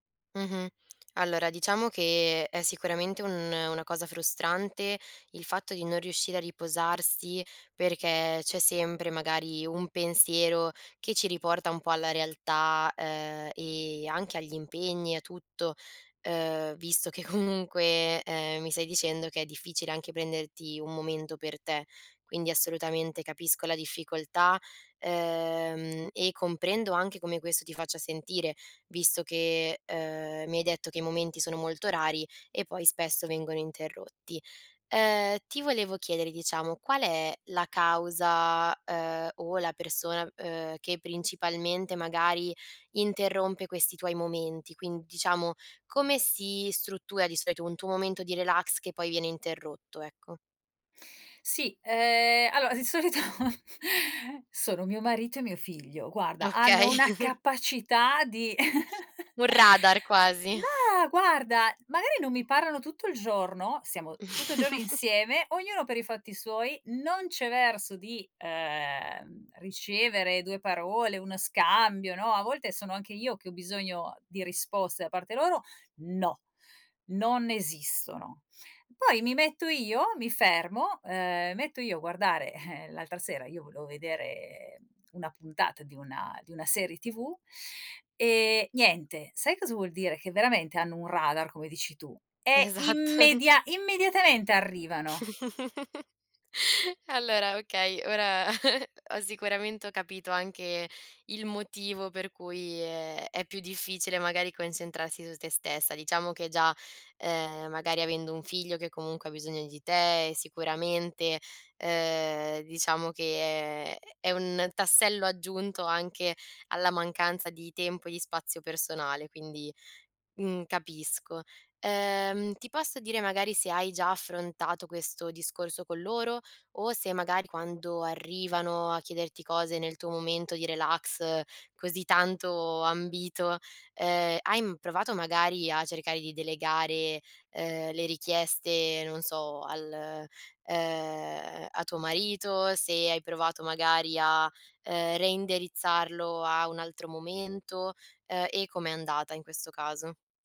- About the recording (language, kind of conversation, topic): Italian, advice, Come posso rilassarmi a casa quando vengo continuamente interrotto?
- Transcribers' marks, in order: laughing while speaking: "comunque"; "allora" said as "aloa"; laughing while speaking: "di solito"; chuckle; laughing while speaking: "Okay"; chuckle; other background noise; snort; snort; stressed: "no"; scoff; "volevo" said as "voleo"; laughing while speaking: "Esatto"; stressed: "immedia"; chuckle; "reindirizzarlo" said as "reinderizzarlo"